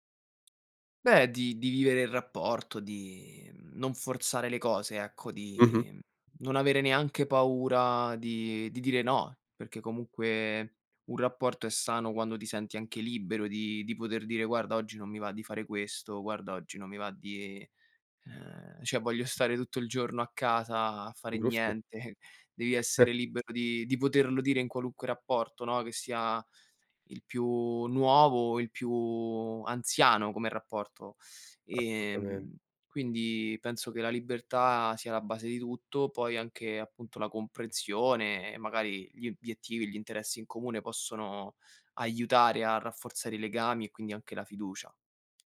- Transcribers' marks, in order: tapping; "cioè" said as "ceh"; chuckle
- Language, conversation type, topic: Italian, podcast, Quali piccoli gesti quotidiani aiutano a creare fiducia?